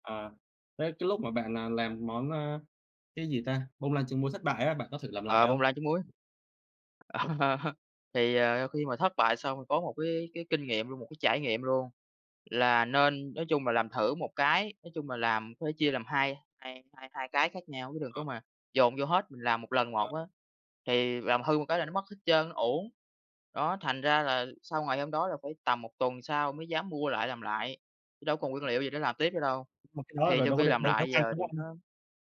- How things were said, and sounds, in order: other background noise; laugh; tapping
- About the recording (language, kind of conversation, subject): Vietnamese, unstructured, Bạn đã bao giờ thử làm bánh hoặc nấu một món mới chưa?